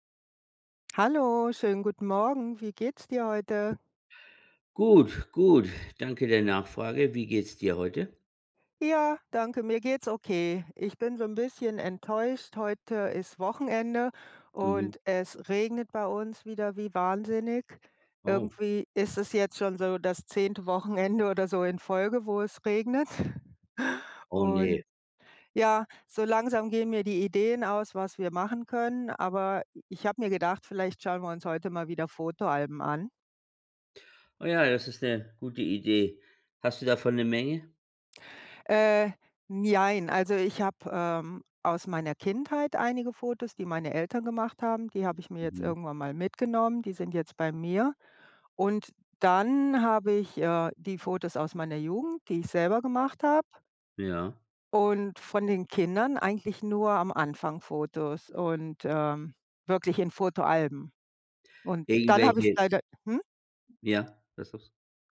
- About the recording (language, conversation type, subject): German, unstructured, Welche Rolle spielen Fotos in deinen Erinnerungen?
- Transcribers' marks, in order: chuckle